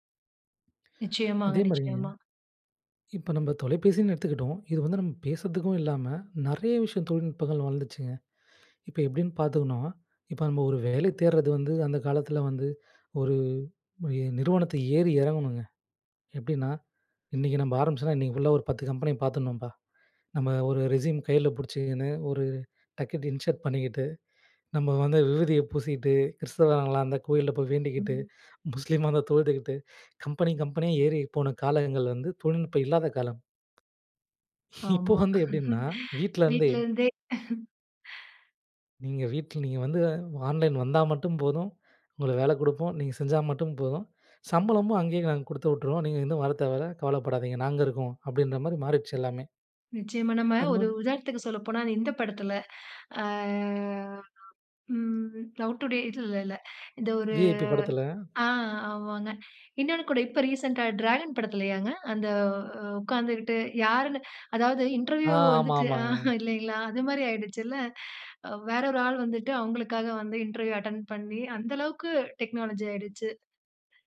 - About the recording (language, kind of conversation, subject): Tamil, podcast, புதிய தொழில்நுட்பங்கள் உங்கள் தினசரி வாழ்வை எப்படி மாற்றின?
- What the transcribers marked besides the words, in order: inhale; other noise; inhale; "பார்த்தோனா" said as "பார்த்துக்குனா"; inhale; inhale; inhale; "விபூதிய" said as "விவுதியை"; "கிறித்தவர்களா" said as "கிறிஸ்தவங்களலா"; unintelligible speech; inhale; laughing while speaking: "இப்போ வந்து எப்பிடின்னா"; chuckle; chuckle; inhale; "கொடுப்போம்" said as "குடுப்போம்"; inhale; inhale; drawn out: "ஆ"; inhale; inhale; laughing while speaking: "ஆஹா இல்லேங்களா"; inhale; in English: "டெக்னாலஜி"